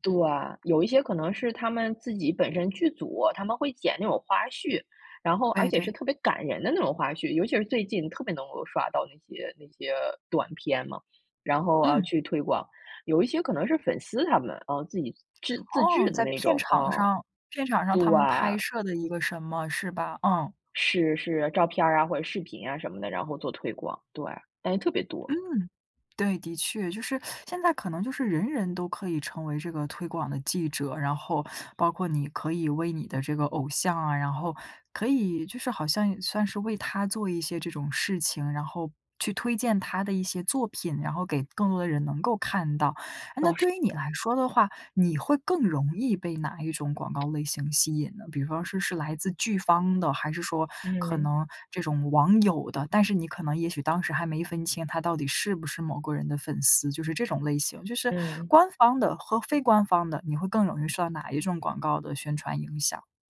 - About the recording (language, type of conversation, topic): Chinese, podcast, 粉丝文化对剧集推广的影响有多大？
- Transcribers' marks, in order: teeth sucking; teeth sucking; other background noise